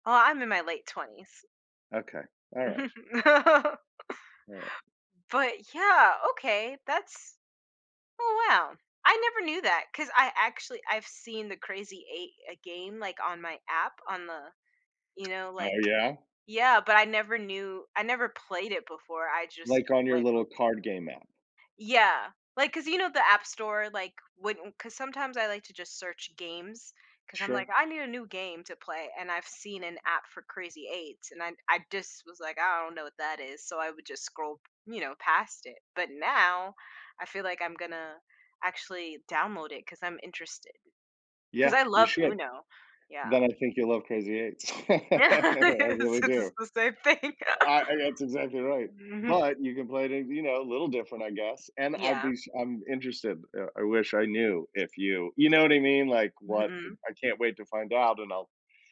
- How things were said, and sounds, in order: other background noise; laugh; unintelligible speech; laugh; laughing while speaking: "It's it's the s same thing. Mhm"; laugh; laughing while speaking: "Mhm"
- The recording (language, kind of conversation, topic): English, unstructured, How do video games and board games shape our social experiences and connections?